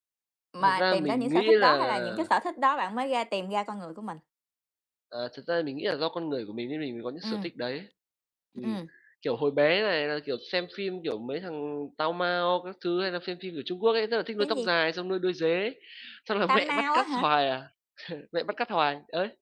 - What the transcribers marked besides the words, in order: tapping; horn; laughing while speaking: "mẹ"; laugh
- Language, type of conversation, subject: Vietnamese, unstructured, Bạn có sở thích nào giúp bạn thể hiện cá tính của mình không?